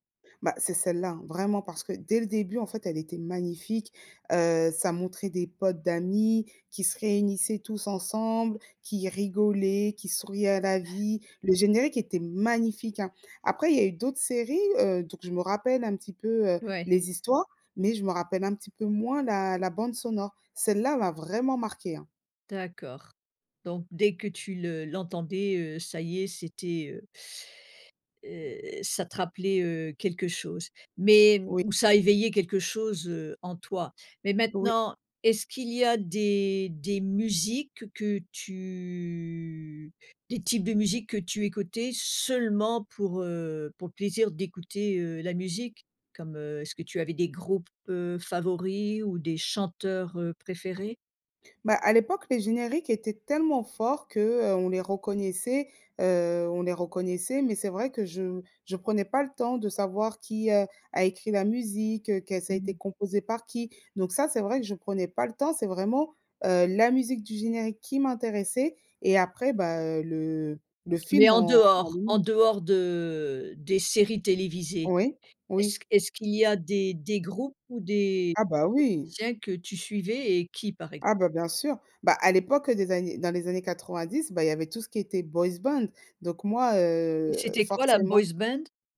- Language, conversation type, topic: French, podcast, Comment décrirais-tu la bande-son de ta jeunesse ?
- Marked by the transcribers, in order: stressed: "magnifique"; stressed: "vraiment"; drawn out: "tu"; stressed: "seulement"; tapping; drawn out: "heu"